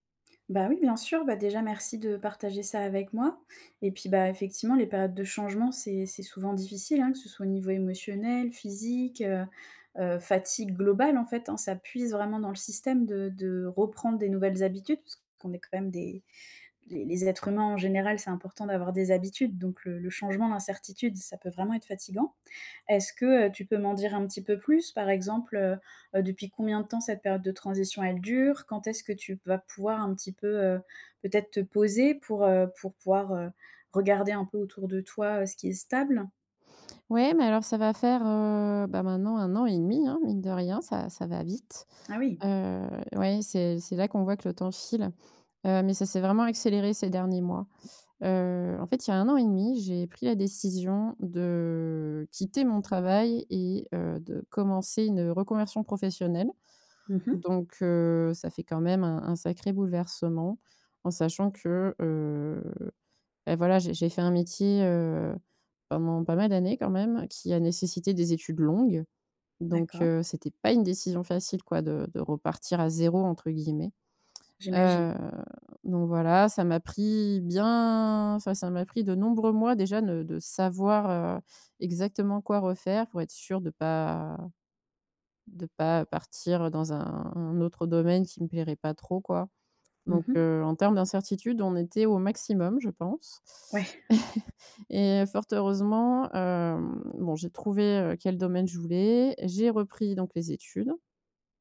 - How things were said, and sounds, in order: drawn out: "de"; drawn out: "bien"; chuckle
- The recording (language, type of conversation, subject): French, advice, Comment accepter et gérer l’incertitude dans ma vie alors que tout change si vite ?
- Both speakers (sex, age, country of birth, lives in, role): female, 25-29, France, France, advisor; female, 30-34, France, France, user